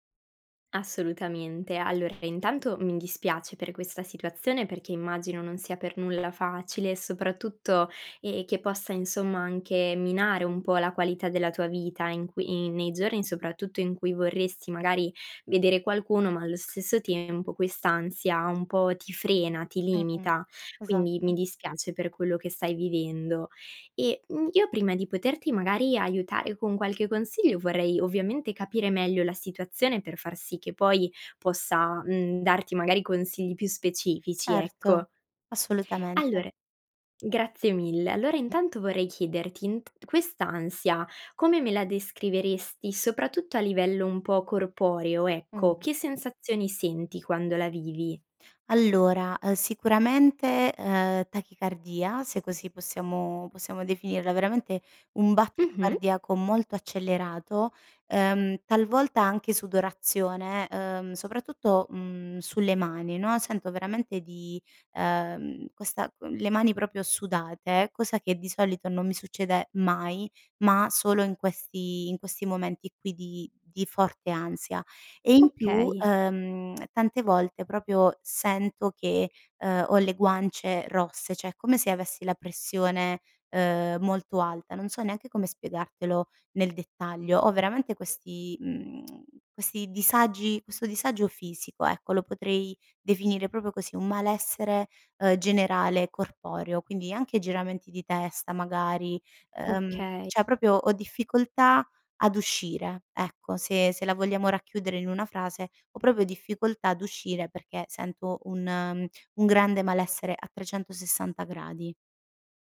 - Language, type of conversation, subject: Italian, advice, Come posso gestire l’ansia anticipatoria prima di riunioni o eventi sociali?
- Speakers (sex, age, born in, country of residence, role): female, 20-24, Italy, Italy, advisor; female, 30-34, Italy, Italy, user
- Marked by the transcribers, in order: door; other background noise; "proprio" said as "propio"; lip smack; "proprio" said as "propio"; "cioè" said as "ceh"; tsk; "proprio" said as "propio"; "cioè" said as "ceh"; "proprio" said as "propio"